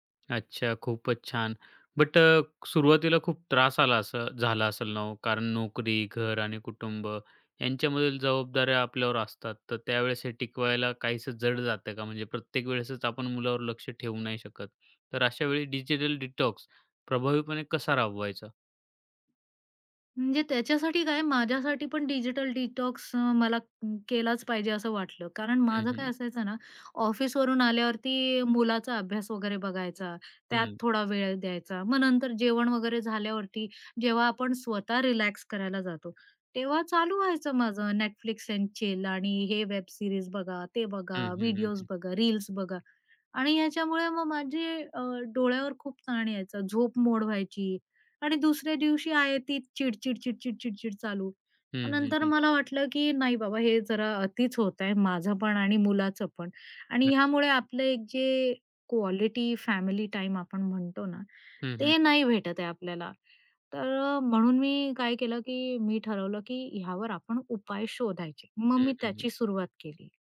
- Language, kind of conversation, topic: Marathi, podcast, डिजिटल डिटॉक्स कसा सुरू करावा?
- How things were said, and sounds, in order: other background noise; tapping; in English: "डिजिटल डिटॉक्स"; in English: "डिजिटल डिटॉक्स"